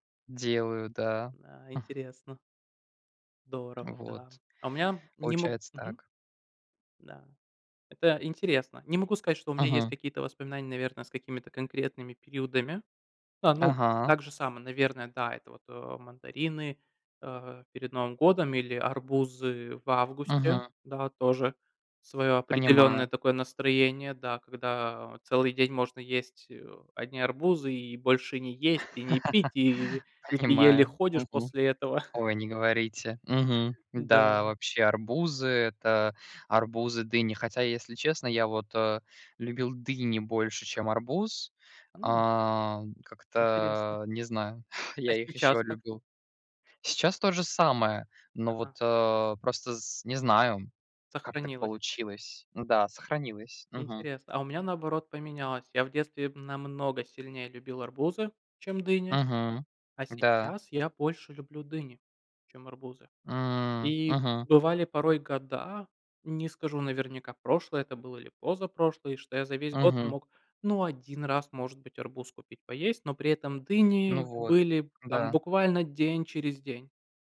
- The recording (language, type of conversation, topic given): Russian, unstructured, Какой вкус напоминает тебе о детстве?
- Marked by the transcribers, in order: chuckle; laugh; laughing while speaking: "Понимаю"; chuckle; chuckle